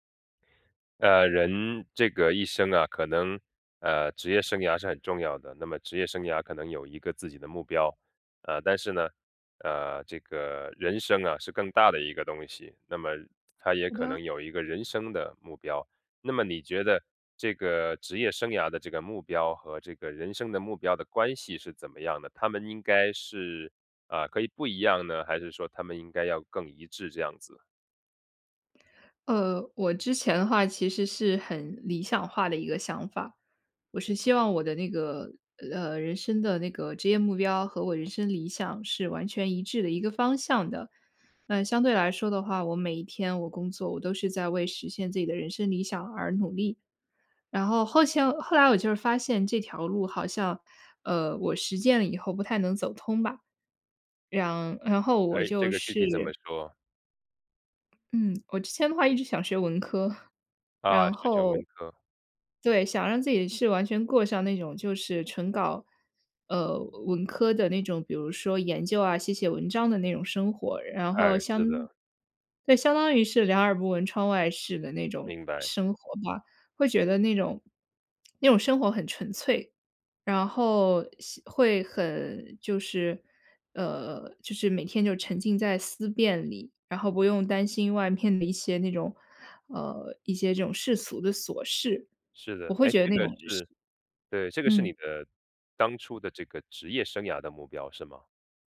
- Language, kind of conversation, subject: Chinese, podcast, 你觉得人生目标和职业目标应该一致吗？
- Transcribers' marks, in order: "是的" said as "使的"; "后来" said as "后迁"; "然" said as "让"; other background noise; chuckle; lip smack